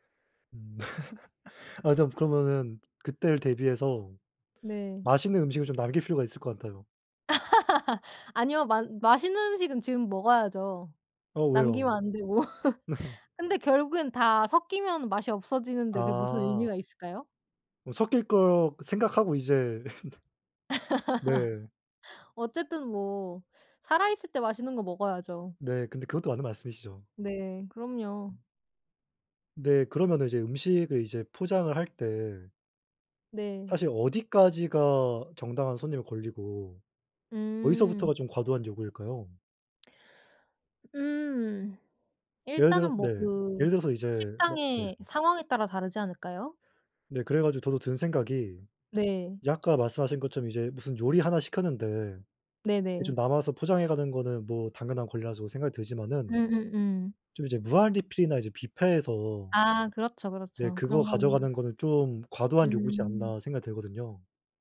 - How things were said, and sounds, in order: laugh; other background noise; laugh; laugh; laughing while speaking: "네"; laugh; lip smack
- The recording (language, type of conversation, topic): Korean, unstructured, 식당에서 남긴 음식을 가져가는 게 왜 논란이 될까?